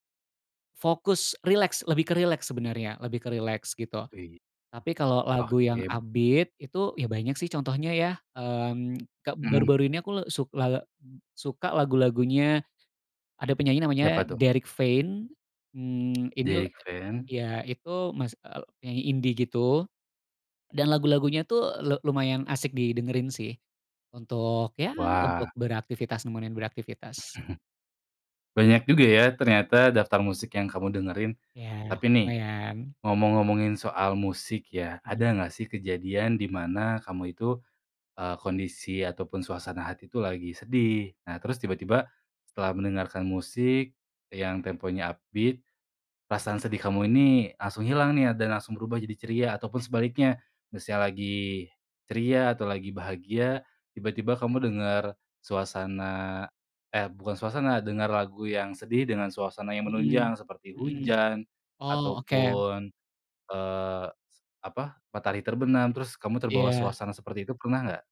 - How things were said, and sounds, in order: in English: "upbeat"; other background noise; in English: "upbeat"
- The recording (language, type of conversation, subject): Indonesian, podcast, Bagaimana musik memengaruhi suasana hatimu sehari-hari?